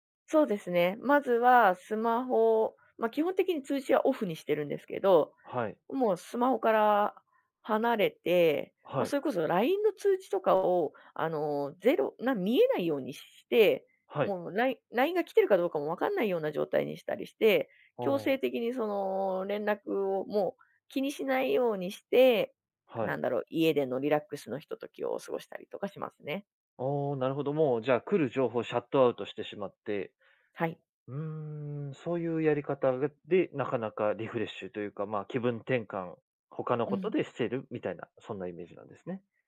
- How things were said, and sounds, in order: none
- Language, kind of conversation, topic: Japanese, podcast, デジタル疲れと人間関係の折り合いを、どのようにつければよいですか？